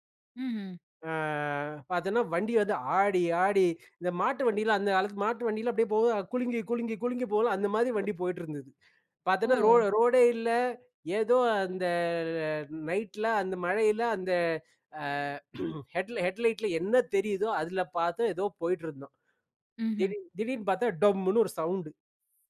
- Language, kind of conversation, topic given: Tamil, podcast, நீங்கள் வழியைத் தவறி தொலைந்து போன அனுபவத்தைப் பற்றி சொல்ல முடியுமா?
- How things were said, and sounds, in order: throat clearing; in English: "ஹெட்லைட் ஹெட்லைட்டில"